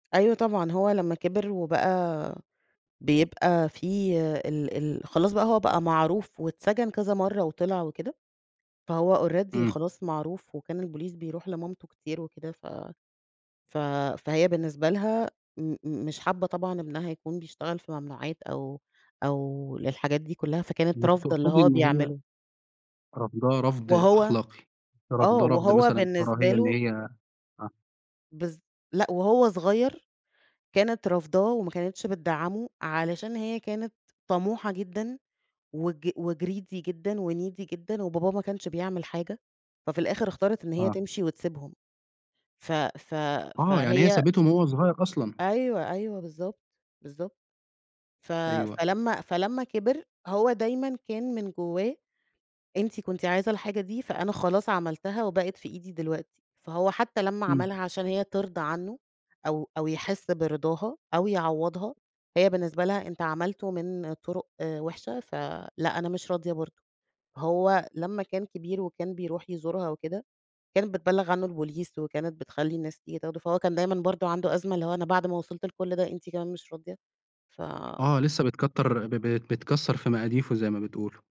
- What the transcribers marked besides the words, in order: tapping; in English: "already"; in English: "وgreedy"; in English: "وneedy"
- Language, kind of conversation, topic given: Arabic, podcast, احكيلي عن فيلم أثّر فيك وليه؟